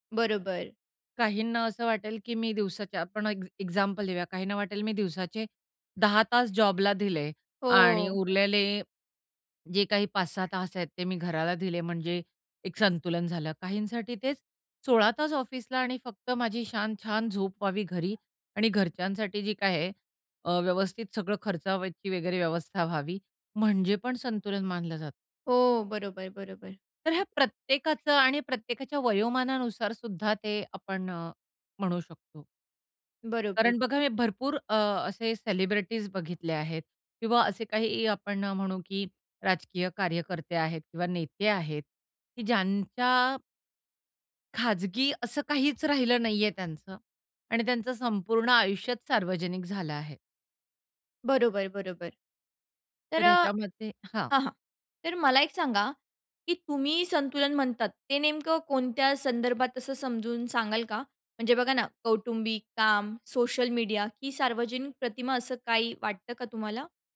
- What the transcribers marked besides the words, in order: other noise
- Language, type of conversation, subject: Marathi, podcast, त्यांची खाजगी मोकळीक आणि सार्वजनिक आयुष्य यांच्यात संतुलन कसं असावं?